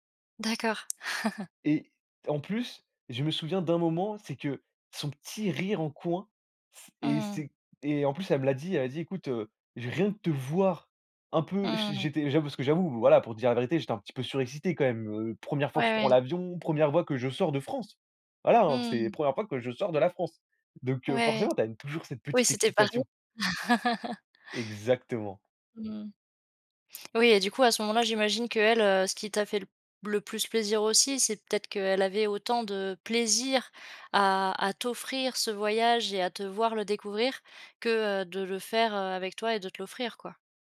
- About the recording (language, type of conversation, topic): French, podcast, Quel geste de gentillesse t’a le plus touché ?
- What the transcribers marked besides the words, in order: chuckle; tapping; chuckle